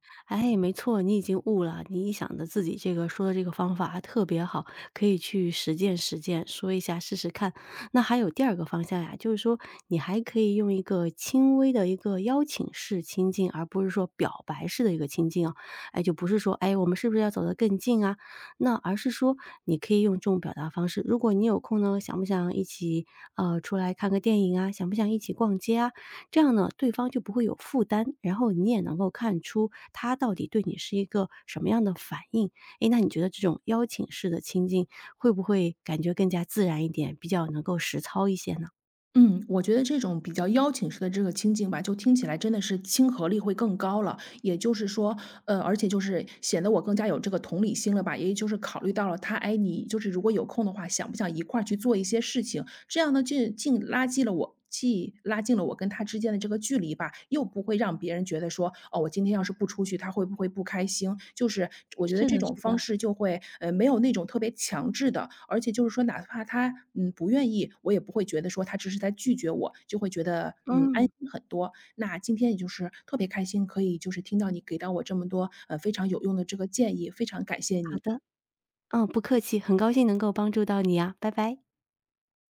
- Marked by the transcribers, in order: none
- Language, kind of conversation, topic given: Chinese, advice, 我该如何表达我希望关系更亲密的需求，又不那么害怕被对方拒绝？